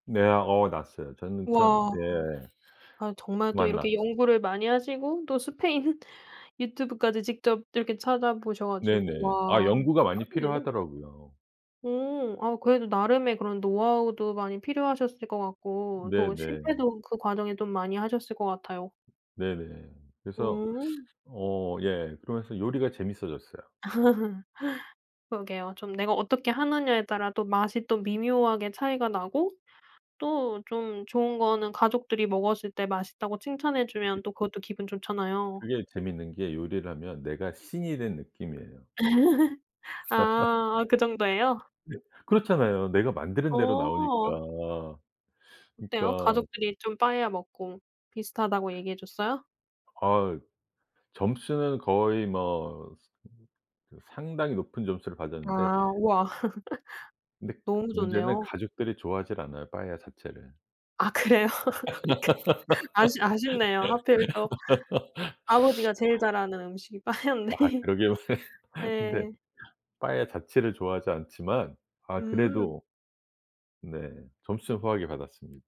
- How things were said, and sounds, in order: other background noise; laughing while speaking: "스페인"; tapping; laugh; unintelligible speech; laugh; laugh; laughing while speaking: "그래요? 이렇게"; laugh; laughing while speaking: "빠에야인데"; laugh
- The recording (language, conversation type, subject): Korean, podcast, 함께 만들면 더 맛있어지는 음식이 있나요?